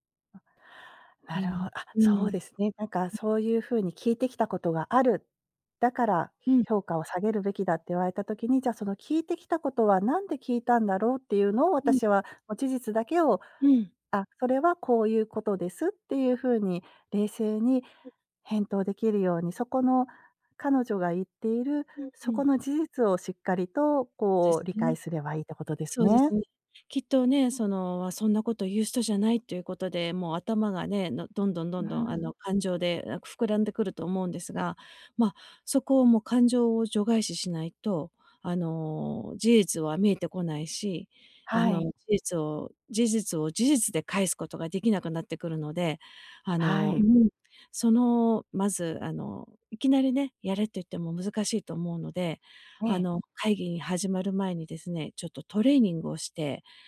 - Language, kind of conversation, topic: Japanese, advice, 公の場で批判的なコメントを受けたとき、どのように返答すればよいでしょうか？
- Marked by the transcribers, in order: tapping; other noise; other background noise